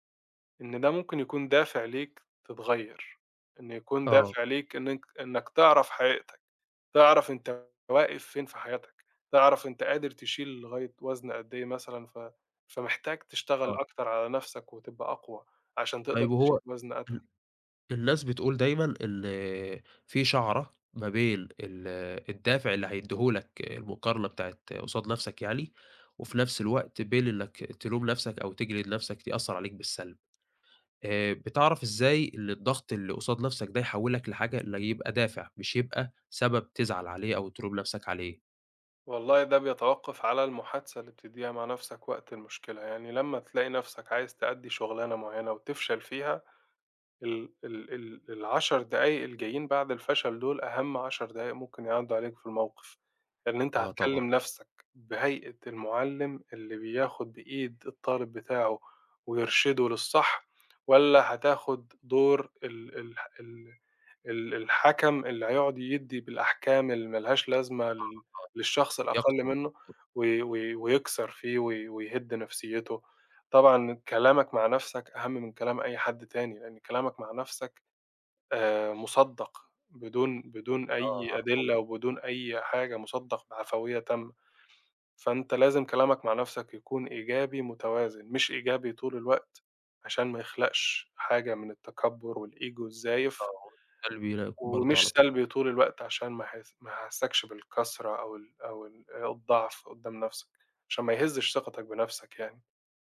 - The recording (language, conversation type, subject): Arabic, podcast, إزاي بتتعامل مع ضغط توقعات الناس منك؟
- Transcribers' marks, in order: in English: "والego"; unintelligible speech